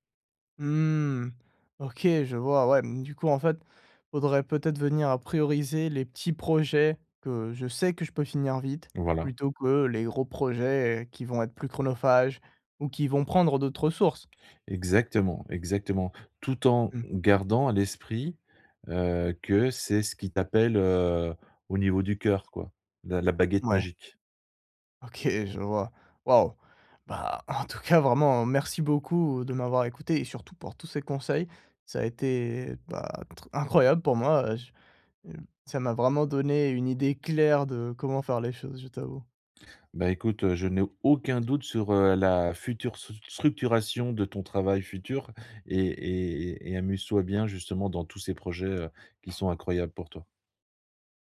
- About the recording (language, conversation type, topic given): French, advice, Comment choisir quand j’ai trop d’idées et que je suis paralysé par le choix ?
- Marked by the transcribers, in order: drawn out: "Mmh"; stressed: "sais"; laughing while speaking: "OK"; laughing while speaking: "en tout cas vraiment"; stressed: "aucun"